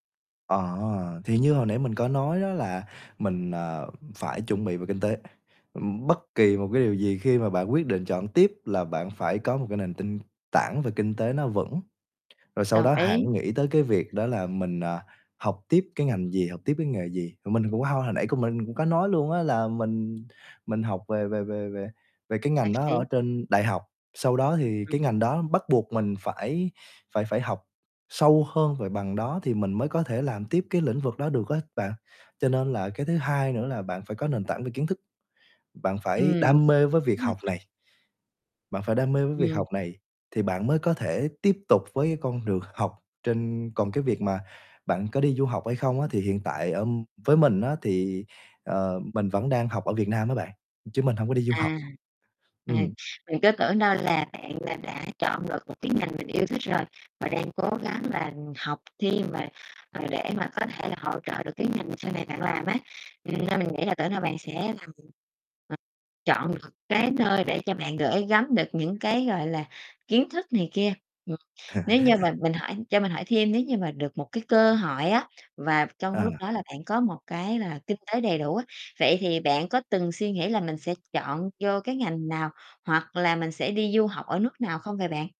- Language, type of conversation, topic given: Vietnamese, podcast, Sau khi tốt nghiệp, bạn chọn học tiếp hay đi làm ngay?
- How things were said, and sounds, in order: tapping; other background noise; distorted speech; unintelligible speech; unintelligible speech; laugh